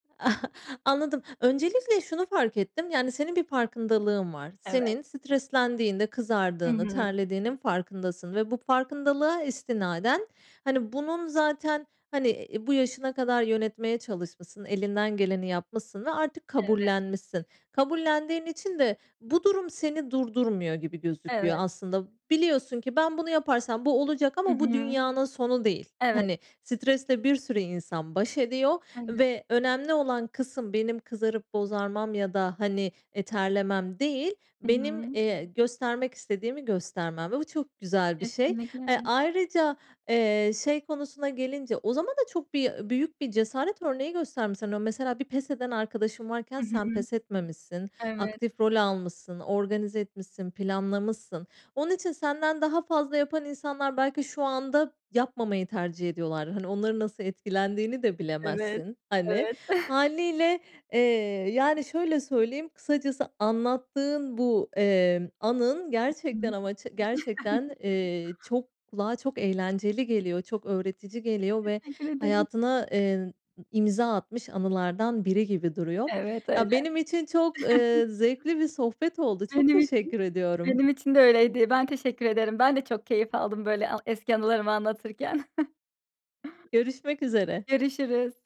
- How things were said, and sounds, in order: chuckle; other background noise; unintelligible speech; chuckle; chuckle; chuckle; chuckle
- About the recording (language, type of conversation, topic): Turkish, podcast, Utandığın ama şimdi dönüp bakınca güldüğün bir anın var mı?